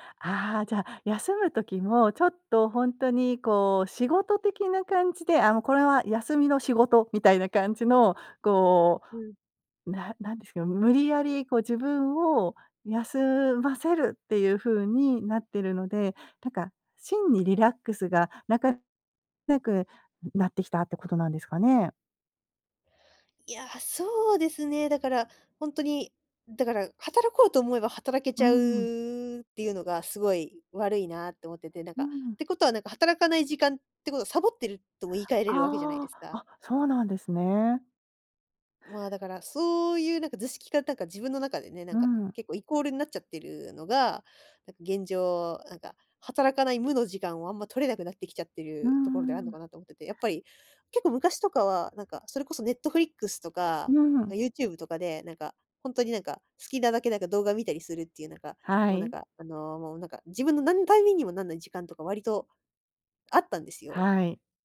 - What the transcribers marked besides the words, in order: "為" said as "たいみん"
- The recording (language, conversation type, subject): Japanese, advice, 休みの日でも仕事のことが頭から離れないのはなぜですか？